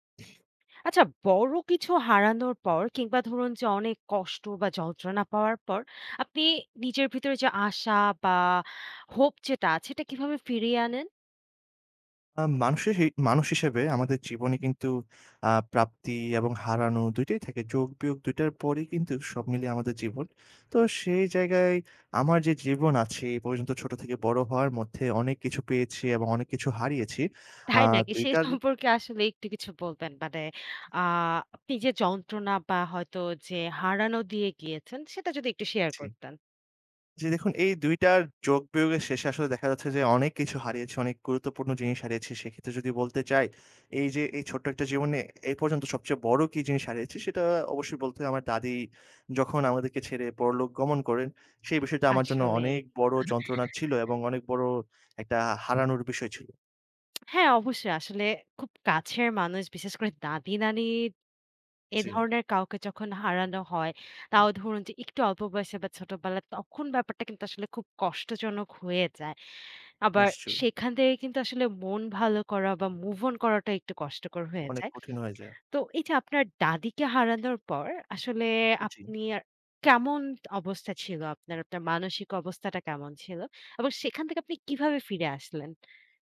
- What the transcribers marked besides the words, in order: other noise; tapping; other background noise; laughing while speaking: "সম্পর্কে"; chuckle; "একটু" said as "ইকটু"
- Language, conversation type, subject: Bengali, podcast, বড় কোনো ক্ষতি বা গভীর যন্ত্রণার পর আপনি কীভাবে আবার আশা ফিরে পান?